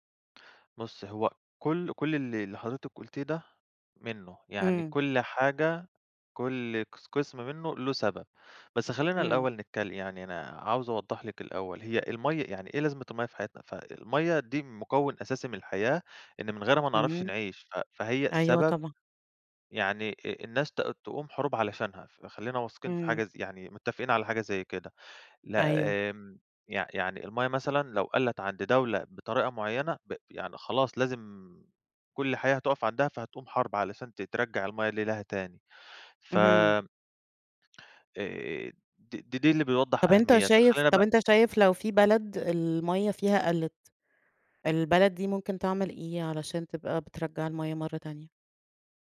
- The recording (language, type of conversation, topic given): Arabic, podcast, ليه الميه بقت قضية كبيرة النهارده في رأيك؟
- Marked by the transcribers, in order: tapping